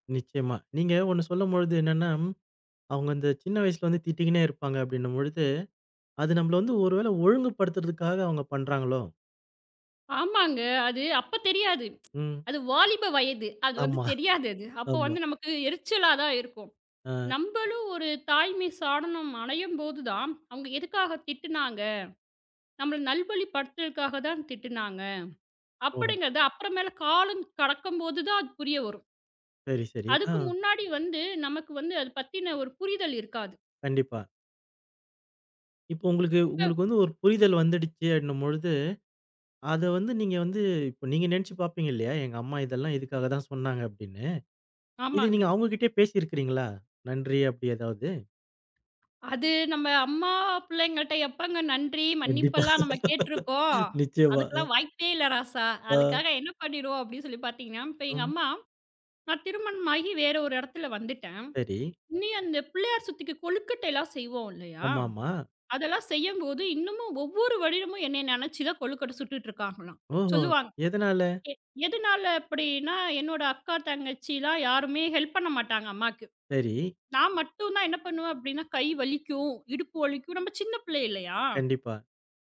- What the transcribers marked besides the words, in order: tsk; laughing while speaking: "வந்து தெரியாது"; laughing while speaking: "ஆமா ஆமா"; "ஸ்தானம்" said as "சாடனம்"; other noise; laughing while speaking: "கண்டிப்பா. நிச்சயமா. அ"; in English: "ஹெல்ப்"
- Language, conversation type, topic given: Tamil, podcast, குடும்பத்தினர் அன்பையும் கவனத்தையும் எவ்வாறு வெளிப்படுத்துகிறார்கள்?